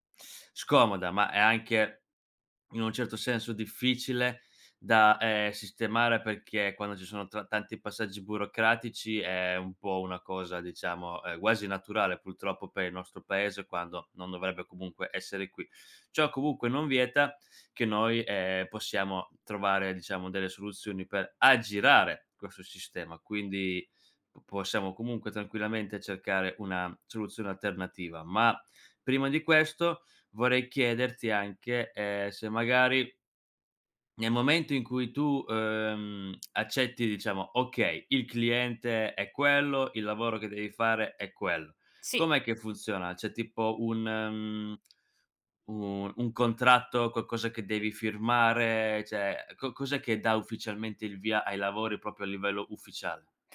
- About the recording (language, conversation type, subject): Italian, advice, Come posso superare l’imbarazzo nel monetizzare o nel chiedere il pagamento ai clienti?
- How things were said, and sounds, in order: "quasi" said as "guasi"; stressed: "aggirare"; "questo" said as "quesso"; drawn out: "mhmm"